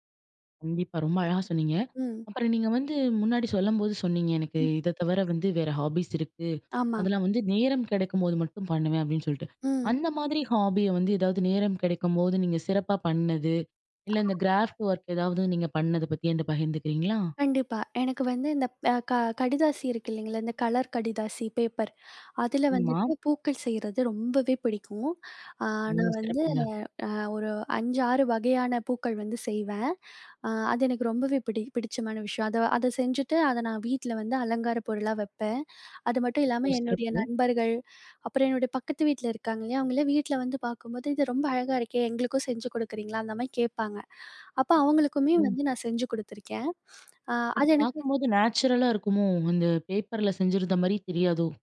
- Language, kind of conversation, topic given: Tamil, podcast, ஒரு பொழுதுபோக்கிற்கு தினமும் சிறிது நேரம் ஒதுக்குவது எப்படி?
- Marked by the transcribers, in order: in English: "ஹாஃபிஸ்"; in English: "ஹாஃபிய"; other background noise; in English: "கிராஃப்ட் ஒர்க்"; in English: "நேச்சுரலா"